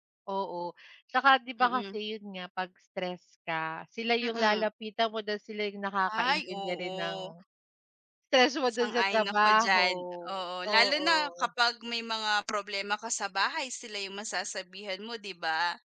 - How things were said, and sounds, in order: none
- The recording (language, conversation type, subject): Filipino, unstructured, Paano mo hinaharap ang stress sa trabaho?